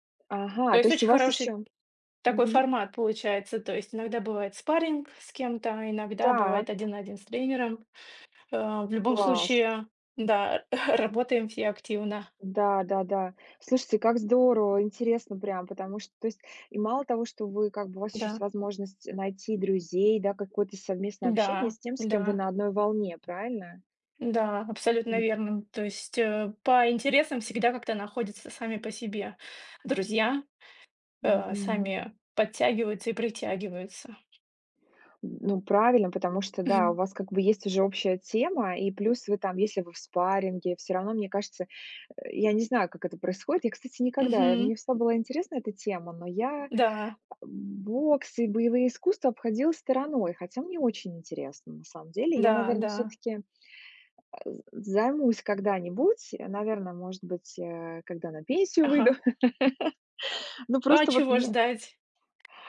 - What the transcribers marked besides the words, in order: tapping; other background noise; chuckle; laugh
- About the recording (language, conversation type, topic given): Russian, unstructured, Как хобби помогает тебе справляться со стрессом?